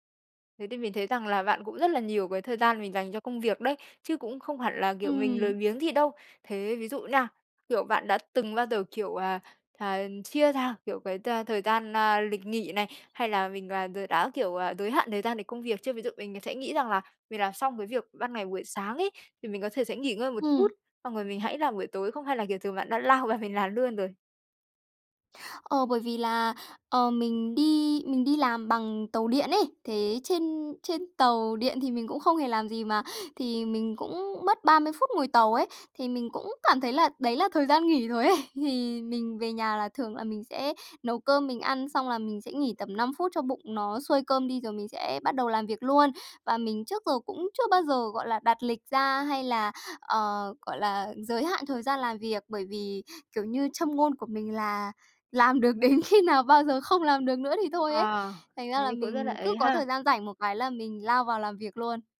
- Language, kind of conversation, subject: Vietnamese, advice, Làm sao tôi có thể nghỉ ngơi mà không cảm thấy tội lỗi khi còn nhiều việc chưa xong?
- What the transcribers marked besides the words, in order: tapping; laughing while speaking: "lao vào mình"; laughing while speaking: "ấy"; laughing while speaking: "đến khi nào"